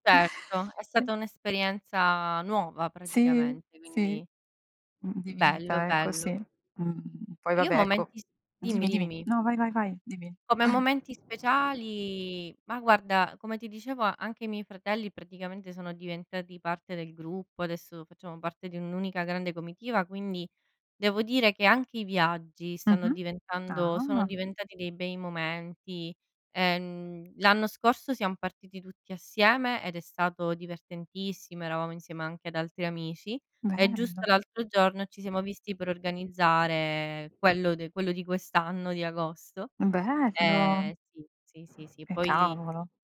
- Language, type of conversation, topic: Italian, unstructured, Come descriveresti il tuo rapporto con la tua famiglia?
- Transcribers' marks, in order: unintelligible speech; tapping; chuckle; drawn out: "ah!"; other background noise; drawn out: "organizzare"; surprised: "Bello!"